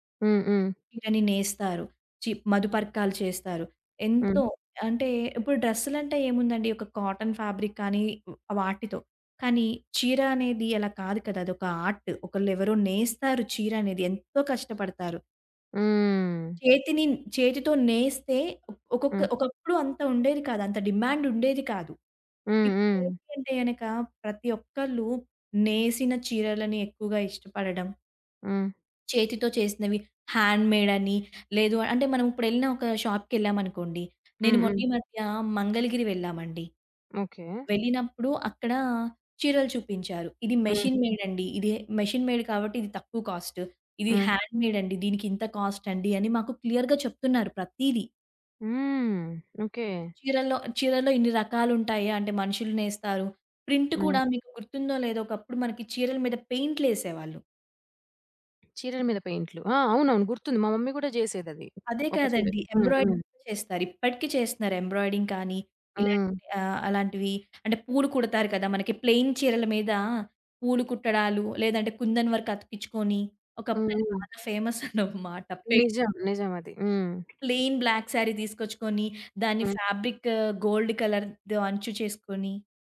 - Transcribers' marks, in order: in English: "కాటన్ ఫాబ్రిక్"; other background noise; in English: "ఆర్ట్"; in English: "డిమాండ్"; in English: "హాండ్ మేడ్"; in English: "షాప్‌కెళ్ళామనుకోండి"; in English: "మెషిన్ మేడ్"; in English: "మెషిన్ మేడ్"; in English: "కాస్ట్"; in English: "హ్యాండ్ మేడ్"; in English: "కాస్ట్"; in English: "క్లియర్‌గా"; in English: "ప్రింట్"; in English: "పెయింట్‌లేసేవాళ్ళు"; in English: "ఎంబ్రాయిడరింగ్"; in English: "ఎంబ్రాయిడరింగ్"; in English: "ప్లెయిన్"; in English: "వర్క్"; laughing while speaking: "ఫేమసన్నమాట"; in English: "ప్లెయిన్ బ్లాక్"; in English: "ఫాబ్రిక్ గోల్డ్ కలర్"
- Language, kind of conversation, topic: Telugu, podcast, మీకు శారీ లేదా కుర్తా వంటి సాంప్రదాయ దుస్తులు వేసుకుంటే మీ మనసులో ఎలాంటి భావాలు కలుగుతాయి?